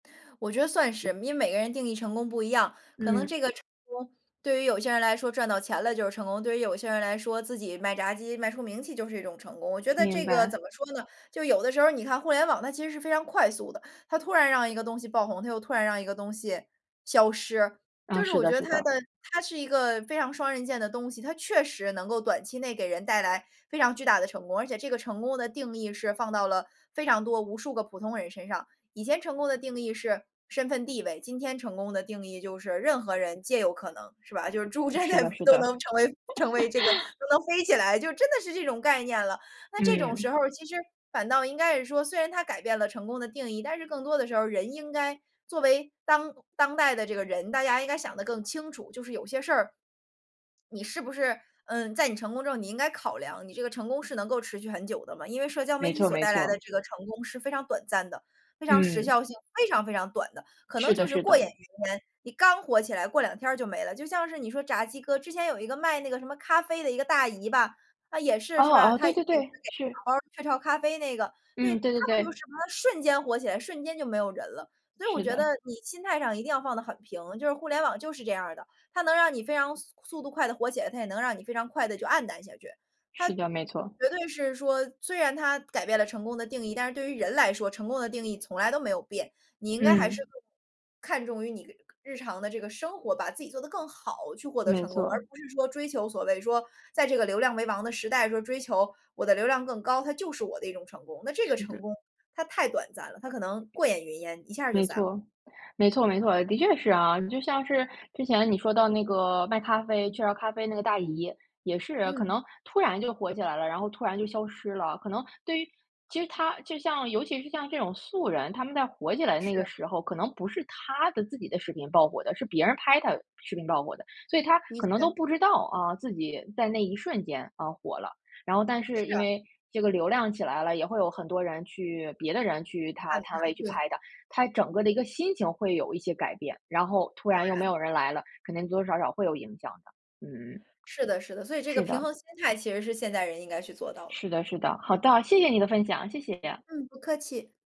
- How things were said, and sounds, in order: laughing while speaking: "就是猪真的都能成为 成为这个"; laugh; unintelligible speech; other background noise
- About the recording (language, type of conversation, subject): Chinese, podcast, 你觉得社交媒体改变了成功的定义吗？